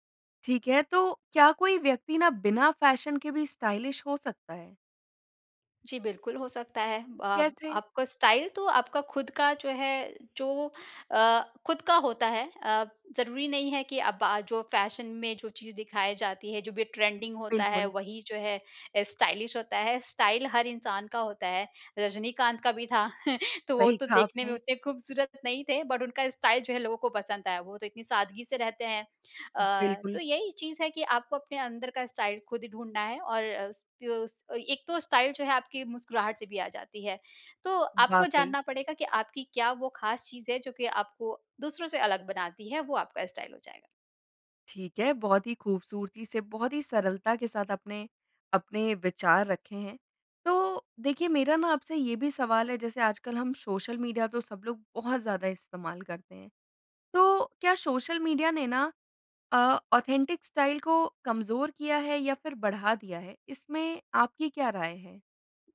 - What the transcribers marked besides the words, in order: in English: "फ़ैशन"; in English: "स्टाइलिश"; in English: "स्टाइल"; in English: "फ़ैशन"; in English: "ट्रेंडिंग"; in English: "स्टाइलिश"; in English: "स्टाइल"; chuckle; in English: "बट"; in English: "स्टाइल"; in English: "स्टाइल"; in English: "स्टाइल"; in English: "स्टाइल"; in English: "ऑथेंटिक स्टाइल"
- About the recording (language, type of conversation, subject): Hindi, podcast, आपके लिए ‘असली’ शैली का क्या अर्थ है?